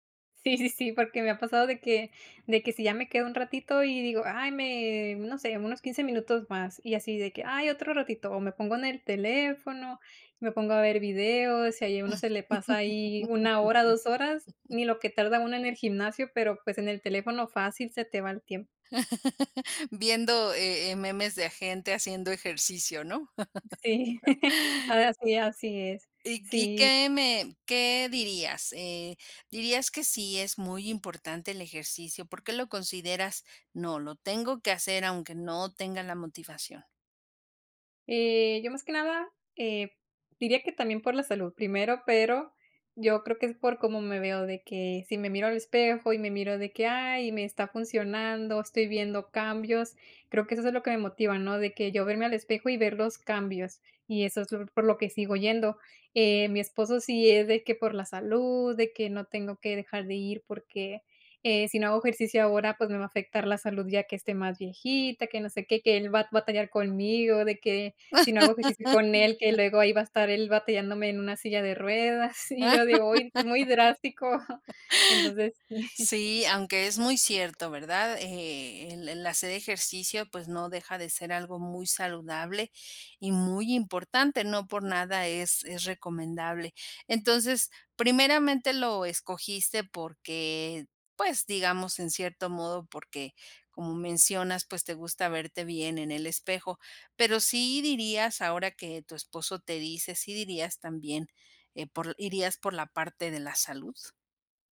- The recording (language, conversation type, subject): Spanish, podcast, ¿Cómo te motivas para hacer ejercicio cuando no te dan ganas?
- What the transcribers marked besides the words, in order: chuckle; chuckle; other noise; chuckle; laugh; laugh; chuckle; laughing while speaking: "drástico"; chuckle